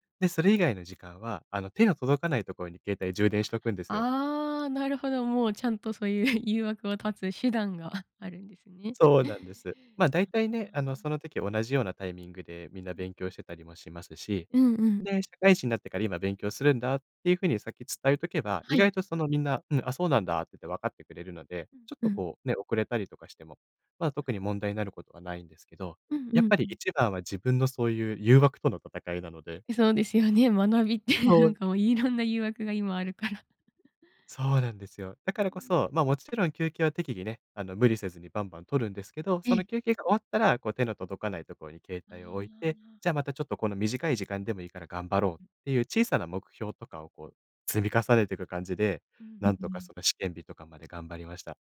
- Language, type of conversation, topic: Japanese, podcast, 学習のやる気が下がったとき、あなたはどうしていますか？
- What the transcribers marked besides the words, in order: laughing while speaking: "学びってなんかもういろんな誘惑が今あるから"; giggle